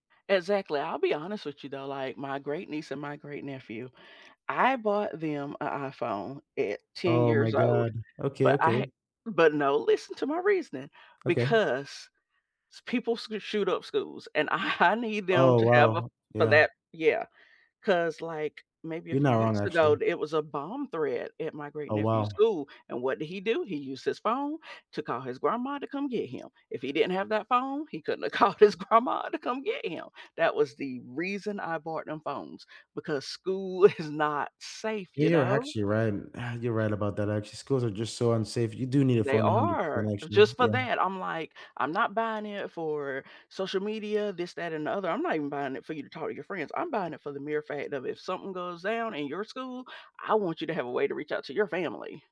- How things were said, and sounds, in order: other background noise; tapping; laughing while speaking: "I"; laughing while speaking: "called his grandma"; laughing while speaking: "is"; sigh
- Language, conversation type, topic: English, unstructured, How do you stay connected with the people who matter most and keep those bonds strong?
- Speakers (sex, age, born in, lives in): female, 45-49, United States, United States; male, 25-29, United States, United States